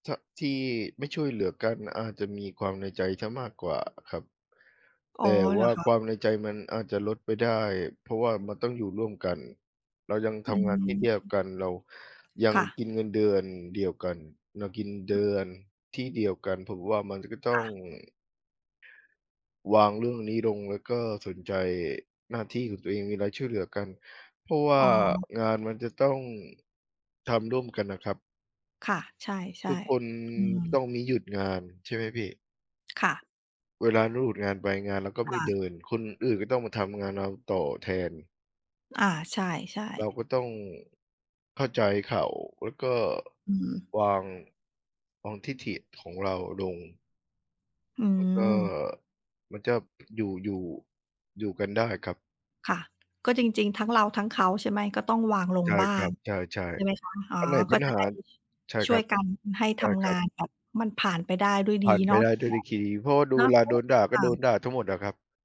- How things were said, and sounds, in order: other background noise; tapping; in English: "The Key"
- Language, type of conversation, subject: Thai, unstructured, คุณรู้สึกอย่างไรเมื่อเจอเพื่อนร่วมงานที่ไม่ยอมช่วยเหลือกัน?
- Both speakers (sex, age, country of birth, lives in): female, 40-44, Thailand, Thailand; male, 50-54, Thailand, Philippines